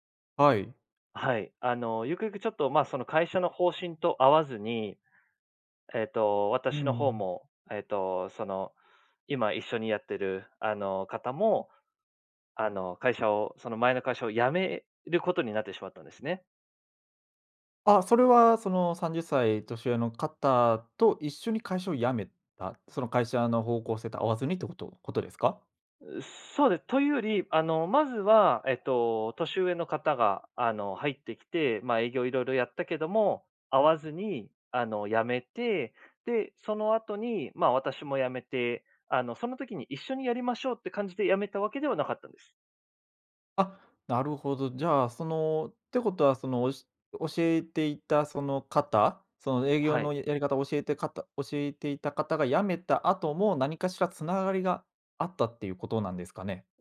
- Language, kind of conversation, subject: Japanese, podcast, 偶然の出会いで人生が変わったことはありますか？
- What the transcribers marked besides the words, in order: none